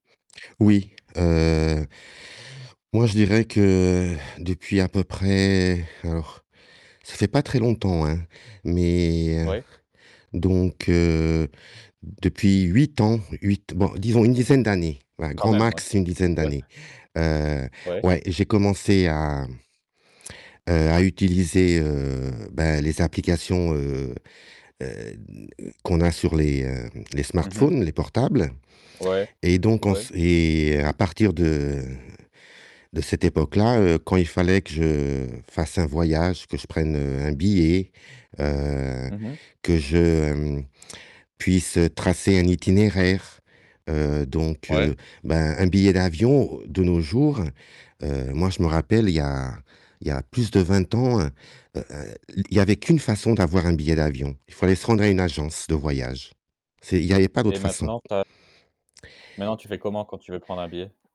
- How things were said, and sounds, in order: static; other background noise; tapping
- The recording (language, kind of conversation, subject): French, podcast, Raconte-moi une fois où la technologie a amélioré ta mobilité ou tes trajets ?